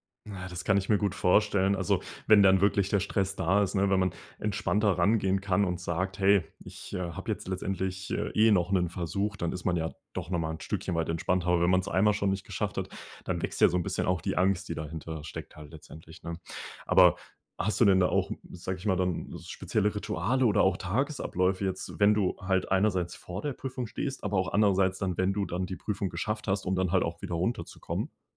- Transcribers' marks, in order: none
- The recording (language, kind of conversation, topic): German, podcast, Wie bleibst du langfristig beim Lernen motiviert?